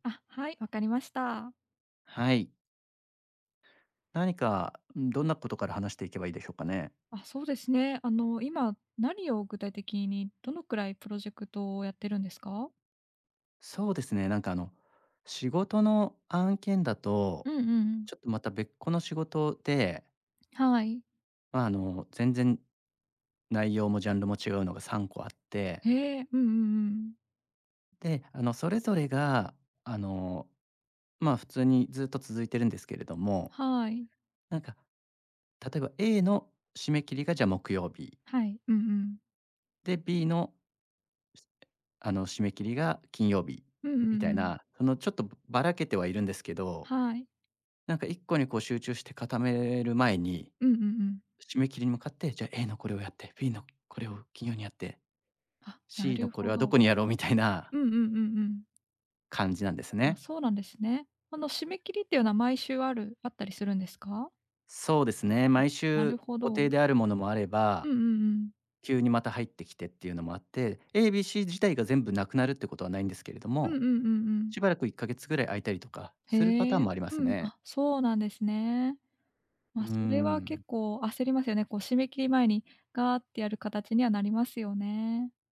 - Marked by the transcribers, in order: in English: "A"; in English: "B"; in English: "A"; in English: "B"; in English: "C"; tapping; in English: "A、B、C"
- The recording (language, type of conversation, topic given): Japanese, advice, 複数のプロジェクトを抱えていて、どれにも集中できないのですが、どうすればいいですか？